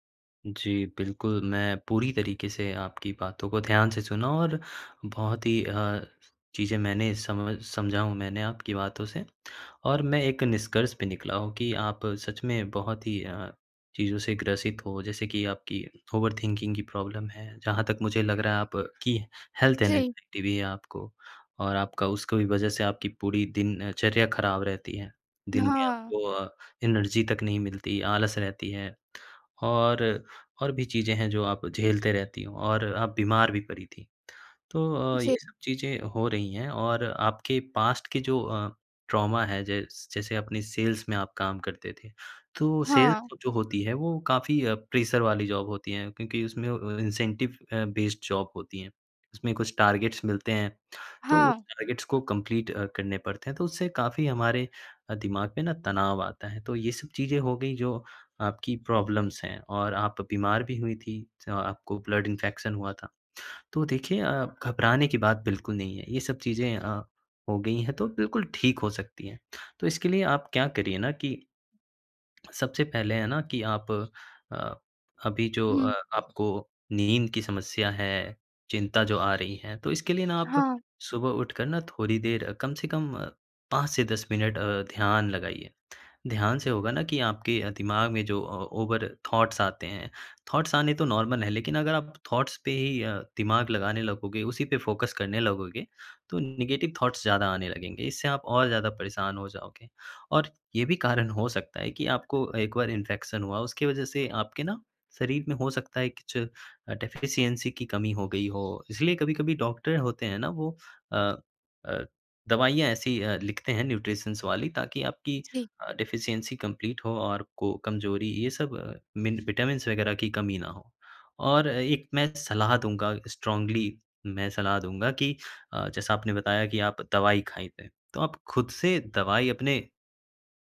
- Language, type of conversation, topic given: Hindi, advice, रात को चिंता के कारण नींद न आना और बेचैनी
- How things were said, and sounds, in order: in English: "ओवरथिंकिंग"; in English: "प्रॉब्लम"; in English: "हेल्थ एंग्जायटी"; in English: "एनर्जी"; in English: "पास्ट"; in English: "ट्रॉमा"; in English: "सेल्स"; in English: "सेल्स"; in English: "प्रेशर"; in English: "जॉब"; in English: "इंसेंटिव"; in English: "बेस्ड जॉब"; in English: "टारगेट्स"; in English: "टारगेट्स"; in English: "कंप्लीट"; in English: "प्रॉब्लम्स"; in English: "ब्लड इंफेक्शन"; in English: "ओवर थॉट्स"; in English: "थॉट्स"; in English: "नॉर्मल"; in English: "थॉट्स"; in English: "फोकस"; in English: "नेगेटिव थॉट्स"; in English: "इंफेक्शन"; tapping; in English: "डेफिशिएंसी"; other background noise; in English: "न्यूट्रिशंस"; in English: "डेफिशिएंसी कंप्लीट"; in English: "विटामिन्स"; in English: "स्ट्रांगली"